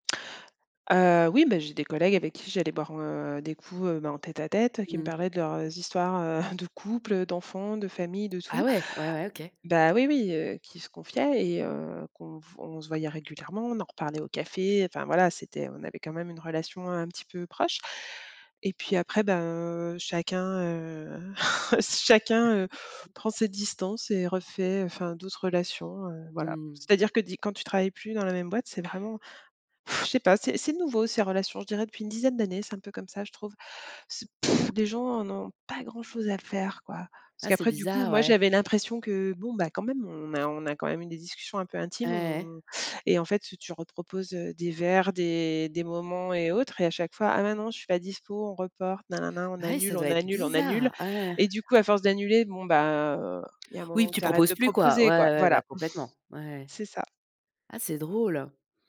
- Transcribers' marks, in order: chuckle; chuckle; blowing
- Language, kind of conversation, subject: French, unstructured, Qu’est-ce qui rend tes amitiés spéciales ?
- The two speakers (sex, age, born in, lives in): female, 35-39, France, France; female, 45-49, France, France